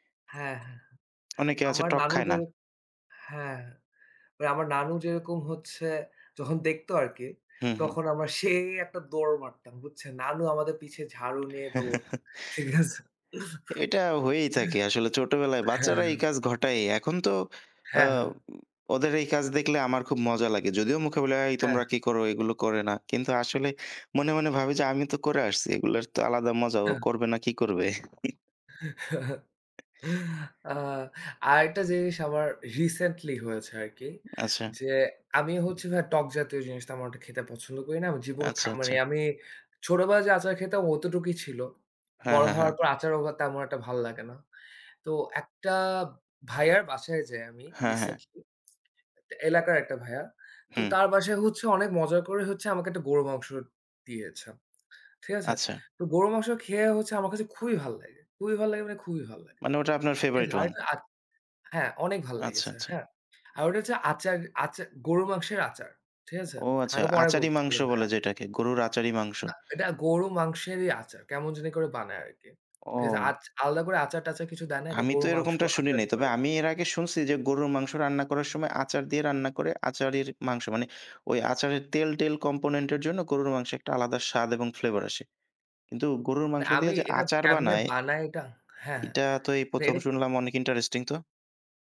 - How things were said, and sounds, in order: other background noise; lip smack; chuckle; laughing while speaking: "ঠিক আছে"; chuckle; tapping; chuckle; lip smack
- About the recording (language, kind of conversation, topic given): Bengali, unstructured, খাবার নিয়ে আপনার সবচেয়ে মজার স্মৃতিটি কী?